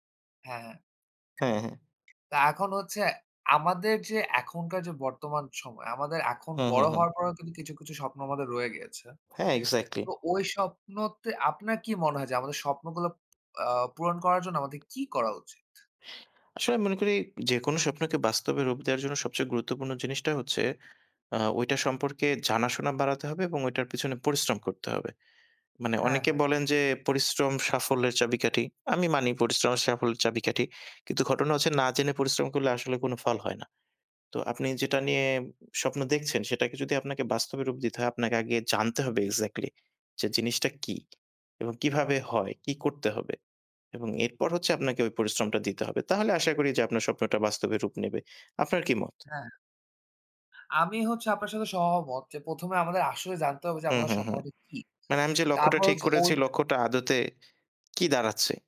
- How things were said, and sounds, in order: other noise; tapping
- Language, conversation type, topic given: Bengali, unstructured, আপনি কীভাবে আপনার স্বপ্নকে বাস্তবে রূপ দেবেন?